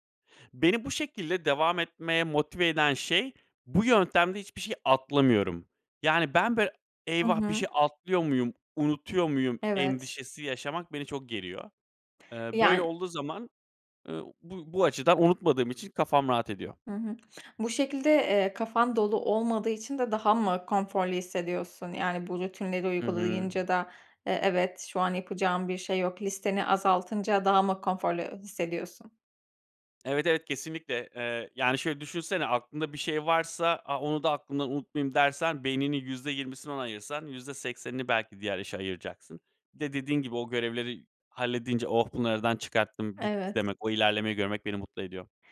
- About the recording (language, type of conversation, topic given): Turkish, podcast, Gelen bilgi akışı çok yoğunken odaklanmanı nasıl koruyorsun?
- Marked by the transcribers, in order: other background noise; tapping